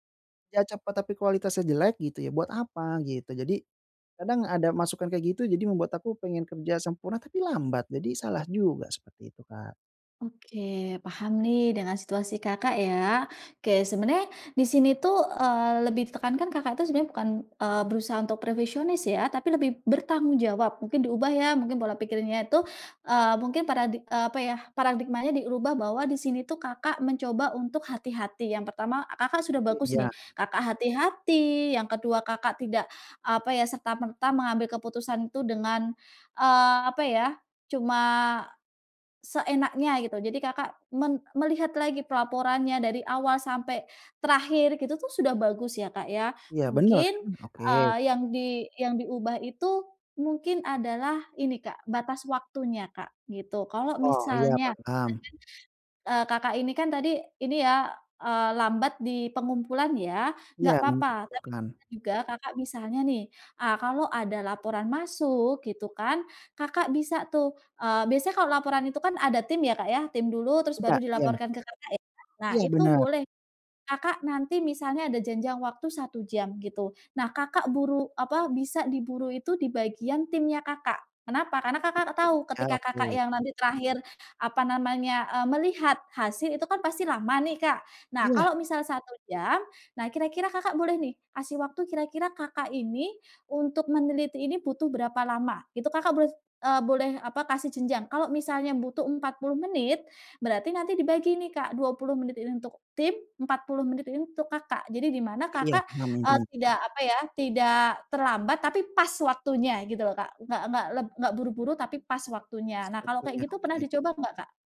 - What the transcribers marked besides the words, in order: other background noise; unintelligible speech
- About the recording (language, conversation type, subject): Indonesian, advice, Bagaimana cara mengatasi perfeksionisme yang menghalangi pengambilan keputusan?